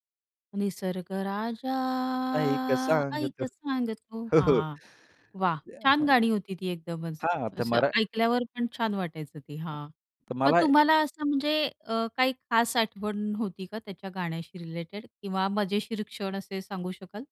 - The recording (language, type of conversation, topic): Marathi, podcast, जुनं गाणं ऐकताना कोणती आठवण परत येते?
- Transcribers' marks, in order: singing: "निसर्ग राजा आईक सांगतो"; singing: "ऐक सांगतो"; other background noise